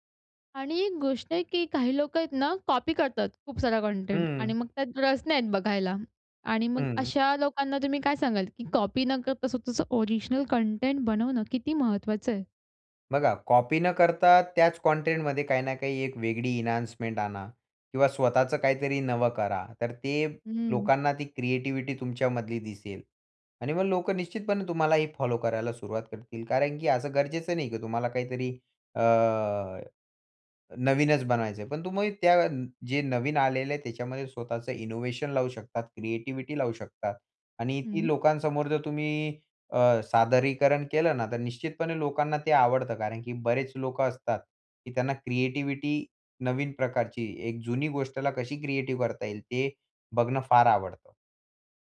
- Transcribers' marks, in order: tapping; in English: "एन्हान्समेंट"; in English: "इनोव्हेशन"
- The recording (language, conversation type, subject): Marathi, podcast, लोकप्रिय होण्यासाठी एखाद्या लघुचित्रफितीत कोणत्या गोष्टी आवश्यक असतात?